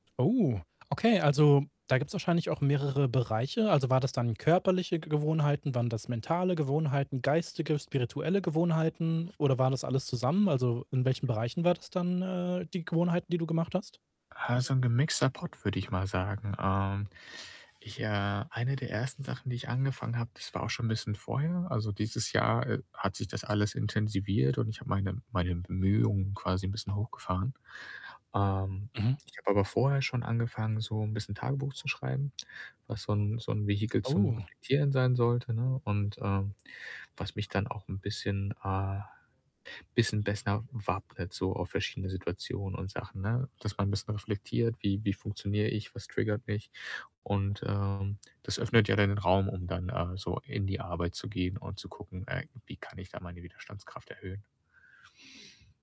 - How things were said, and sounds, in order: other background noise; static; distorted speech
- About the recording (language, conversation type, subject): German, podcast, Welche Gewohnheiten können deine Widerstandskraft stärken?